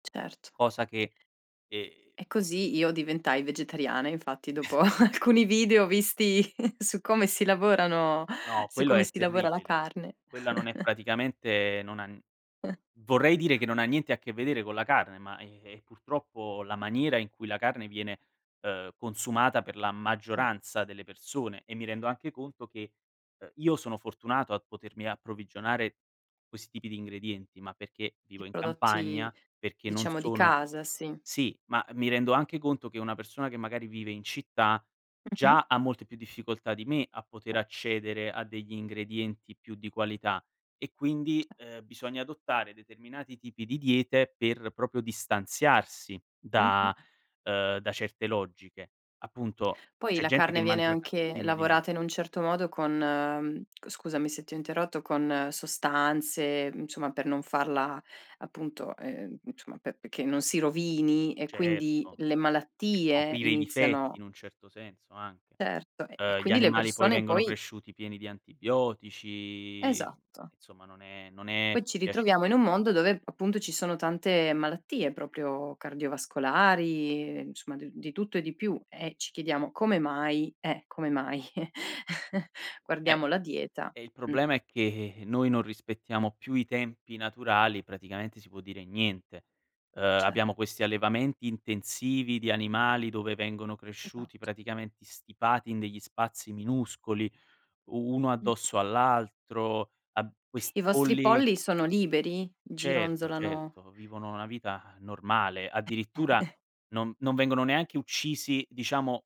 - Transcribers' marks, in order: other background noise; background speech; chuckle; chuckle; chuckle; scoff; unintelligible speech
- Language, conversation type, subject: Italian, podcast, Come affronti i conflitti tra generazioni legati alle tradizioni?